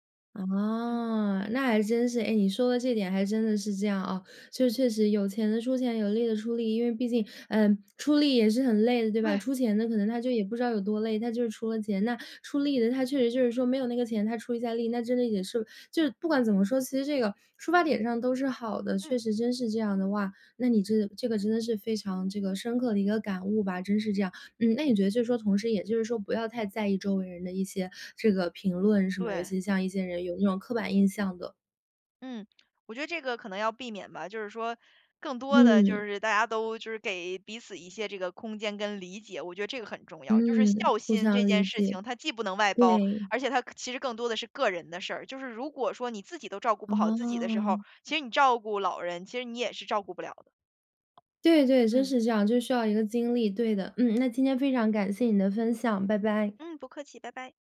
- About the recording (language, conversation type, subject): Chinese, podcast, 你如何平衡照顾父母与照顾自己？
- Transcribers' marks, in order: lip smack